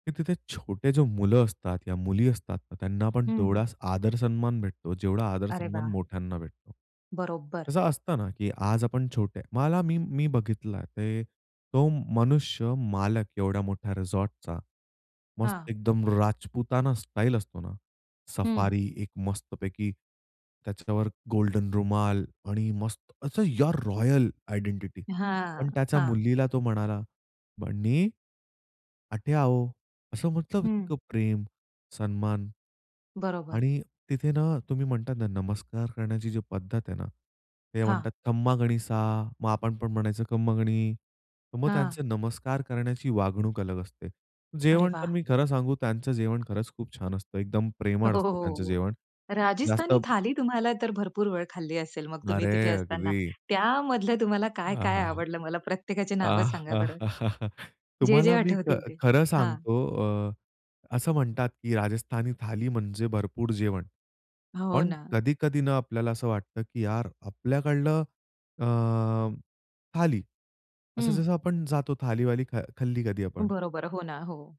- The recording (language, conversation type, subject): Marathi, podcast, प्रवासात वेगळी संस्कृती अनुभवताना तुम्हाला कसं वाटलं?
- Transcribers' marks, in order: tapping; other background noise; in English: "रॉयल आयडेंटिटी"; put-on voice: "बन्नी, अठै आवो"; in another language: "बन्नी, अठै आवो"; in another language: "खम्मा घणी सा"; in another language: "खम्मा घणी"; laughing while speaking: "आ, हां हां. हां हां!"